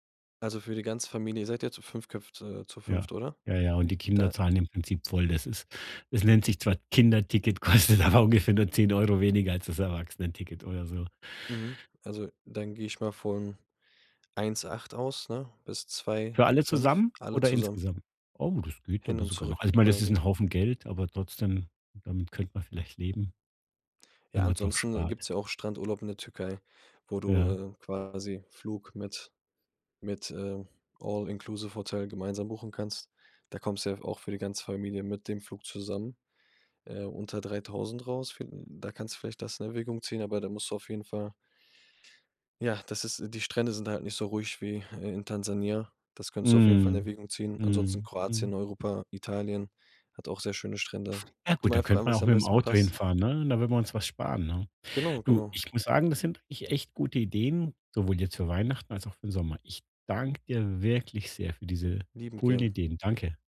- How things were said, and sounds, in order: laughing while speaking: "kostet aber"
- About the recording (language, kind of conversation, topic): German, advice, Wie kann ich trotz kleinem Budget schöne Urlaube und Ausflüge planen?